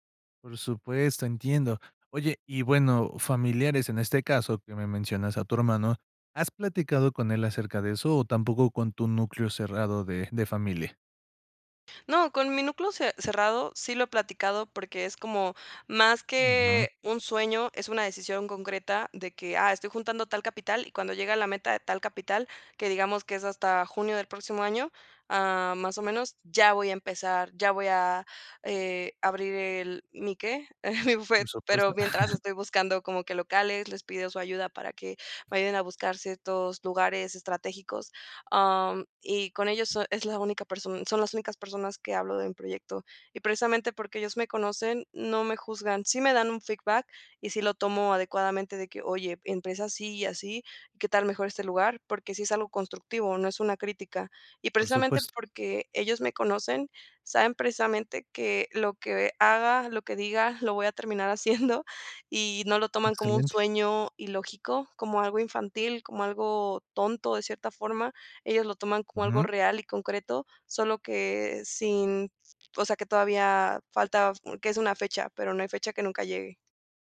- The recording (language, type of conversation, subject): Spanish, advice, ¿De qué manera el miedo a que te juzguen te impide compartir tu trabajo y seguir creando?
- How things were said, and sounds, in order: chuckle; chuckle; in English: "feedback"; laughing while speaking: "haciendo"